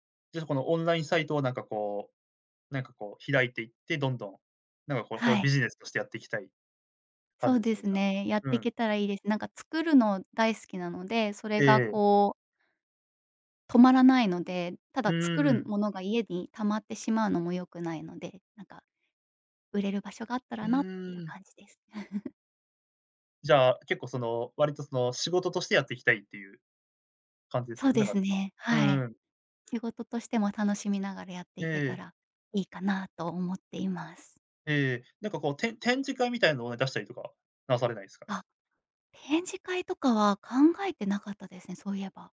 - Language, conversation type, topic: Japanese, podcast, 最近ハマっている趣味について話してくれますか？
- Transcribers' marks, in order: laugh; other background noise